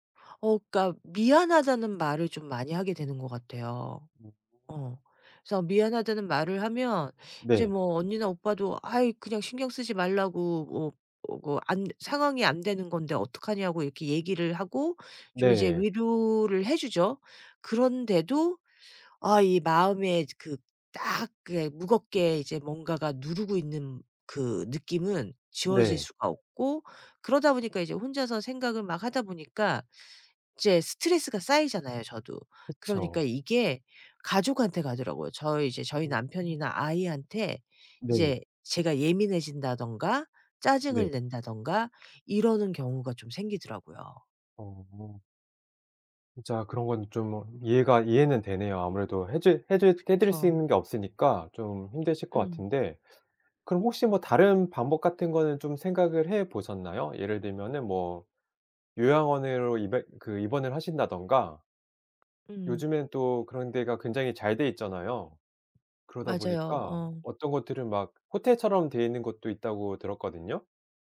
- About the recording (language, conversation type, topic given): Korean, advice, 가족 돌봄 책임에 대해 어떤 점이 가장 고민되시나요?
- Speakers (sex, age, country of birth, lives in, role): female, 50-54, South Korea, United States, user; male, 40-44, South Korea, South Korea, advisor
- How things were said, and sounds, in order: tapping; other background noise